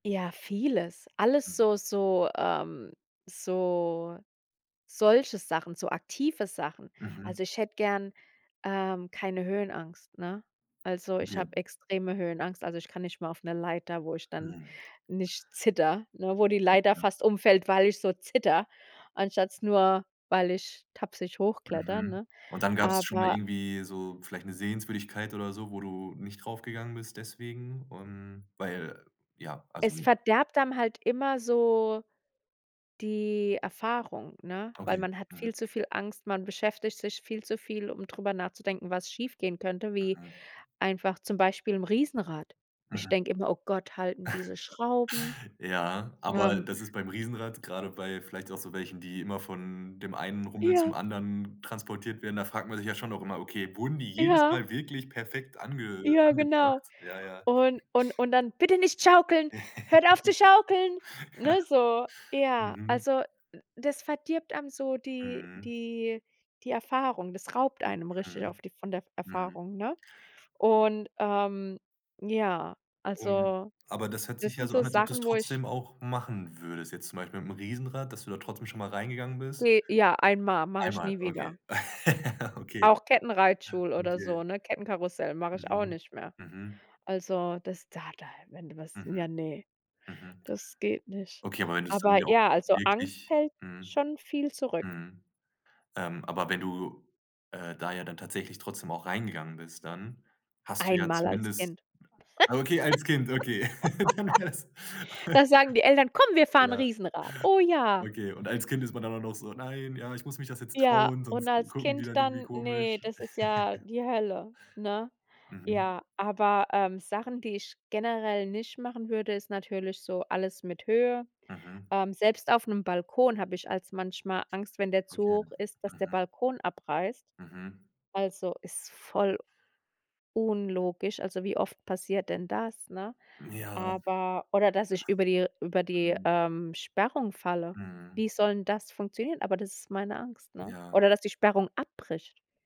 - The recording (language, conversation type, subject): German, podcast, Wie unterscheidest du Bauchgefühl von bloßer Angst?
- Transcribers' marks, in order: stressed: "zittere"; "anstatt" said as "anstatts"; "verdirbt" said as "verderbt"; chuckle; put-on voice: "Bitte nicht schaukeln, hört auf zu schaukeln"; laugh; laughing while speaking: "Ja. Ja"; other noise; laugh; laughing while speaking: "Okay"; other background noise; laugh; laughing while speaking: "Dann wär's"; put-on voice: "Oh ja!"; put-on voice: "Nein, ja, ich muss mich … dann irgendwie komisch"; giggle